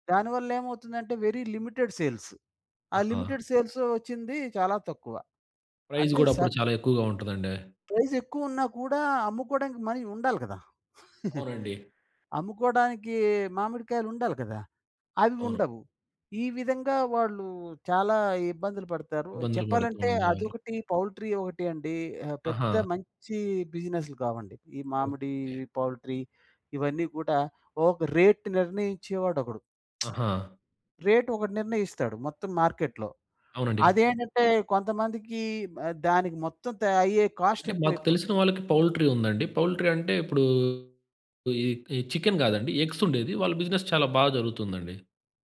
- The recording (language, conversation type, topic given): Telugu, podcast, ఒంటరిగా పని చేసినప్పుడు మీ సృజనాత్మకత ఎలా మారుతుంది?
- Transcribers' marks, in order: in English: "వెరీ లిమిటెడ్ సేల్స్"; in English: "లిమిటెడ్"; in English: "ప్రైజ్"; in English: "మనీ"; chuckle; in English: "పౌల్ట్రీ"; in English: "పౌల్ట్రీ"; in English: "రేట్"; tsk; in English: "రేట్"; in English: "కాస్ట్"; in English: "పౌల్ట్రీ"; in English: "పౌల్ట్రీ"; in English: "చికెన్"; in English: "ఎగ్స్"; in English: "బిజినెస్"